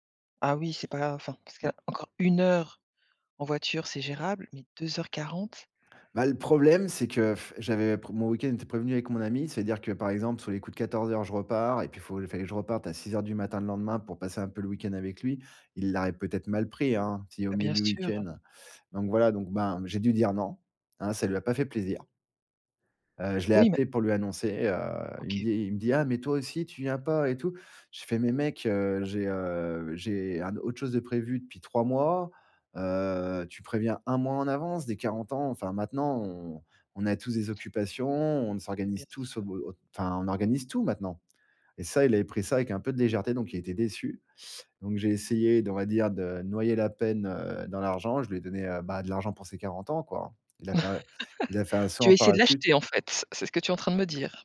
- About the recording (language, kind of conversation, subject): French, podcast, Comment dire non à un ami sans le blesser ?
- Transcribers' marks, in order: other background noise; unintelligible speech; blowing; "l'aurait" said as "l'arait"; stressed: "tout"; laugh